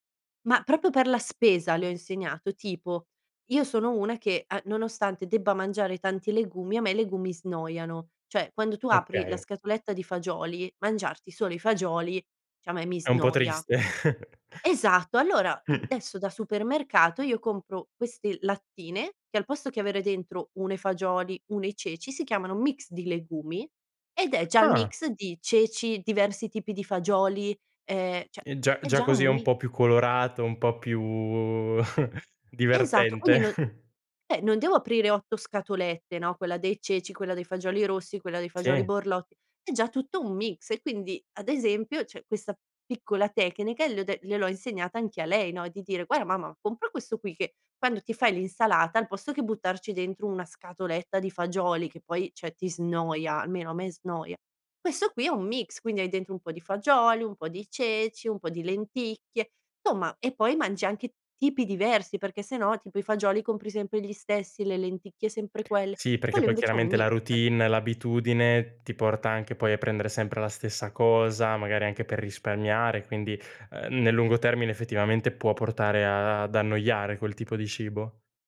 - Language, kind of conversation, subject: Italian, podcast, Come posso far convivere gusti diversi a tavola senza litigare?
- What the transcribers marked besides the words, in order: "Cioè" said as "ceh"; "diciamo" said as "ciamo"; laughing while speaking: "triste"; chuckle; tapping; chuckle; "adesso" said as "desso"; other background noise; "cioè" said as "ceh"; chuckle; "cioè" said as "ceh"